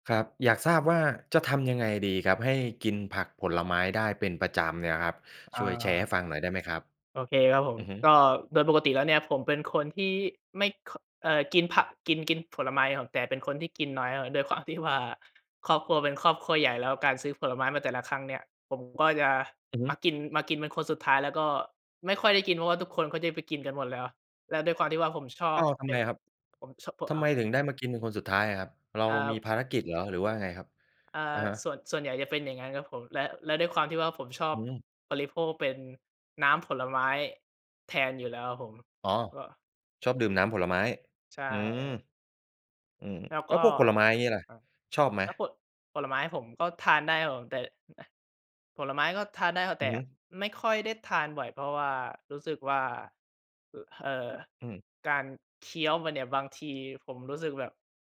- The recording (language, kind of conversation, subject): Thai, podcast, ทำอย่างไรให้กินผักและผลไม้เป็นประจำ?
- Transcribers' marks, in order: tapping